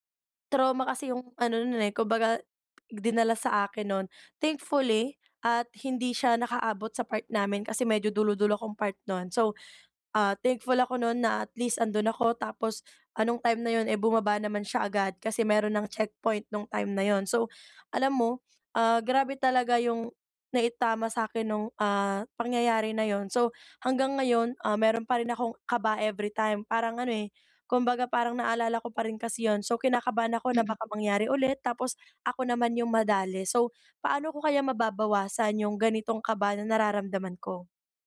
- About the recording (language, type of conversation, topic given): Filipino, advice, Paano ko mababawasan ang kaba at takot ko kapag nagbibiyahe?
- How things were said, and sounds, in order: tapping; other background noise